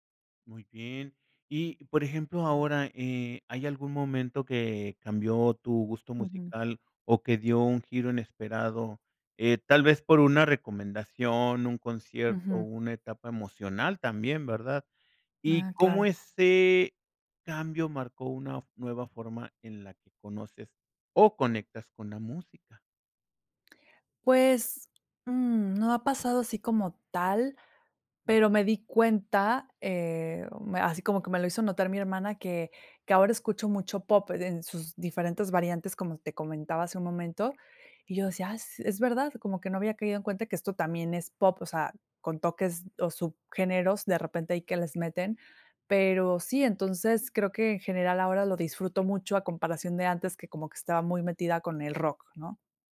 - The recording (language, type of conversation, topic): Spanish, podcast, ¿Cómo ha cambiado tu gusto musical con los años?
- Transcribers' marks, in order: none